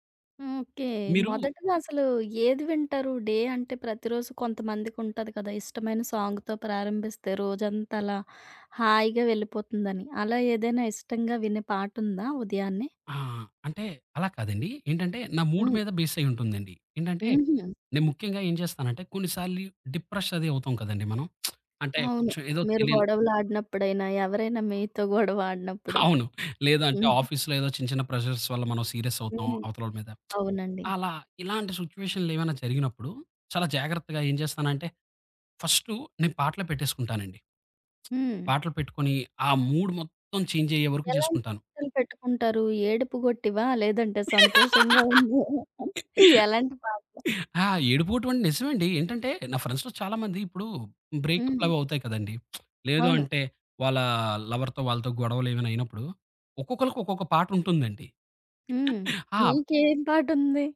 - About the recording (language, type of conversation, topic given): Telugu, podcast, నువ్వు ఇతరులతో పంచుకునే పాటల జాబితాను ఎలా ప్రారంభిస్తావు?
- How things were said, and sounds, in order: in English: "డే"; in English: "సాంగ్‌తో"; in English: "మూడ్"; in English: "డిప్రెష్"; lip smack; in English: "ఆఫీస్‌లో"; in English: "ప్రెషర్స్"; in English: "సీరియస్"; lip smack; in English: "సిట్యుయేషన్‌లో"; in English: "ఫస్ట్"; other background noise; in English: "మూడ్"; in English: "చేంజ్"; laugh; laughing while speaking: "లేదంటే సంతోషంగా ఉన్నయా?"; in English: "ఫ్రెండ్స్‌లో"; lip smack; in English: "లవర్‌తో"; giggle